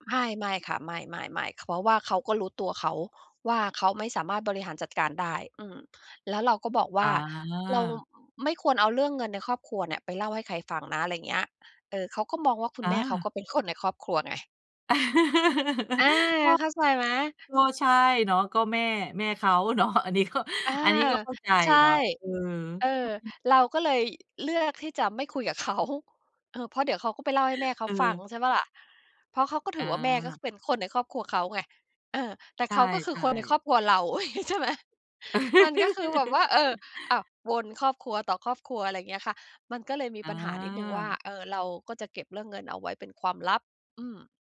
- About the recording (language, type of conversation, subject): Thai, advice, จะเริ่มคุยเรื่องการเงินกับคนในครอบครัวยังไงดีเมื่อฉันรู้สึกกังวลมาก?
- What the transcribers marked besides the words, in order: laugh; other background noise; laughing while speaking: "อุ๊ย"; laugh